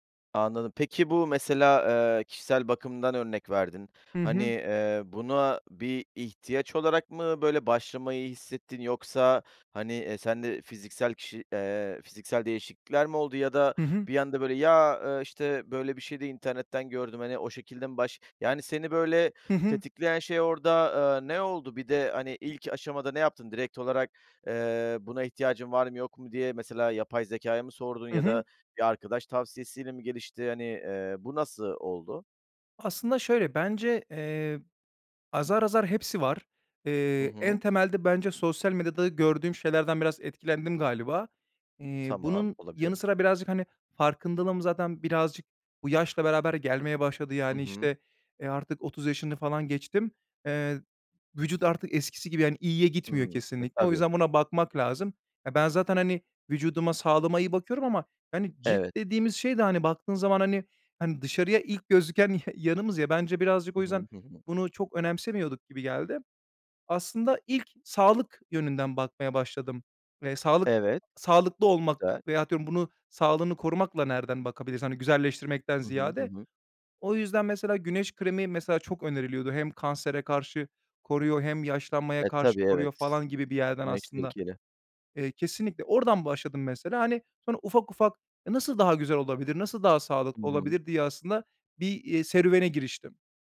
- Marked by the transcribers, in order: laughing while speaking: "yanımız"
- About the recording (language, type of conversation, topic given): Turkish, podcast, Yeni bir şeye başlamak isteyenlere ne önerirsiniz?